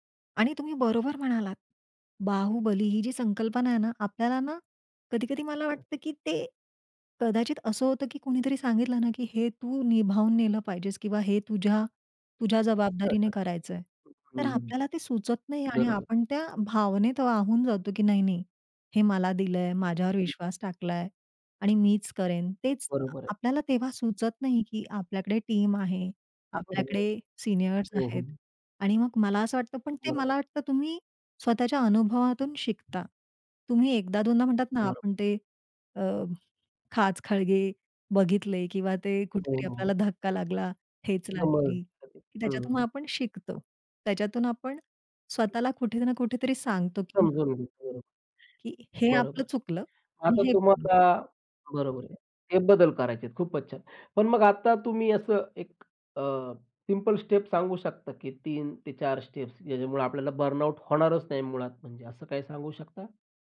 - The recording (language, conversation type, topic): Marathi, podcast, मानसिक थकवा
- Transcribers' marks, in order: chuckle; in English: "टीम"; tapping; other noise; in English: "स्टेप"; in English: "स्टेप्स"; in English: "बर्नआउट"